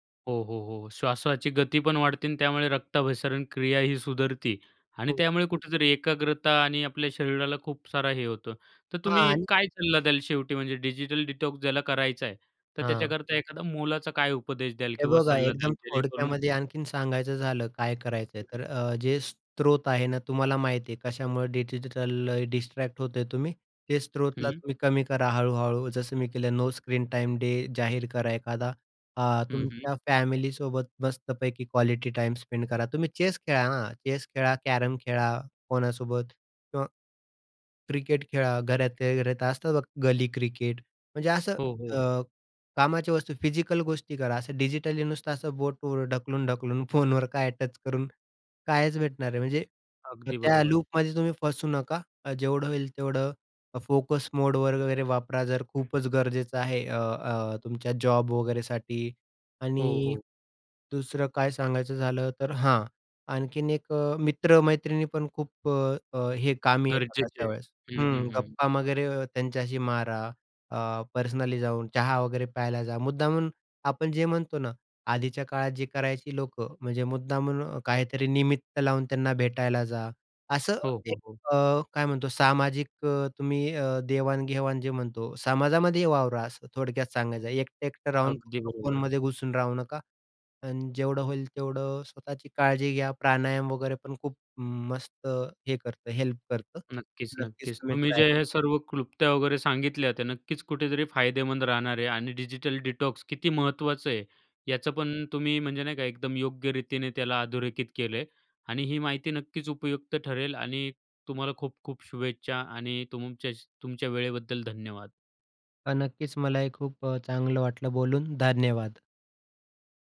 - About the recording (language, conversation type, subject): Marathi, podcast, डिजिटल वापरापासून थोडा विराम तुम्ही कधी आणि कसा घेता?
- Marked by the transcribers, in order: in English: "डिजिटल डिटॉक्स"; other background noise; in English: "डिजिटल डिस्ट्रॅक्ट"; in English: "नो स्क्रीन टाइम डे"; in English: "क्वालिटी टाइम स्पेंड"; laughing while speaking: "फोनवर काय टच करून"; in English: "लूपमध्ये"; in English: "फोकस मोडवर"; tapping; other noise; in English: "डिजिटल डिटॉक्स"